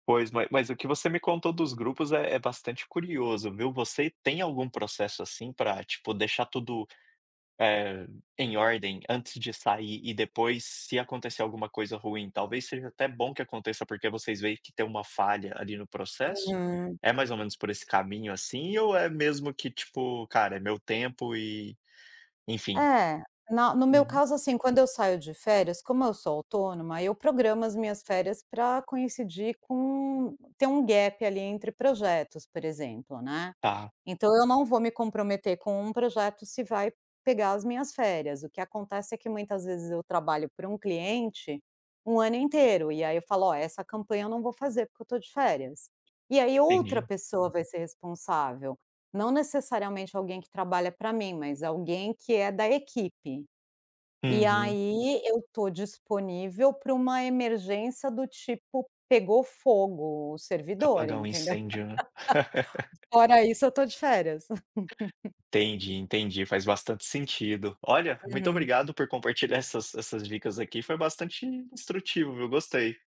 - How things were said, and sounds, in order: in English: "gap"; laugh; other background noise; laugh
- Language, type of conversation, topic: Portuguese, podcast, Como você consegue desligar o celular e criar mais tempo sem telas em casa?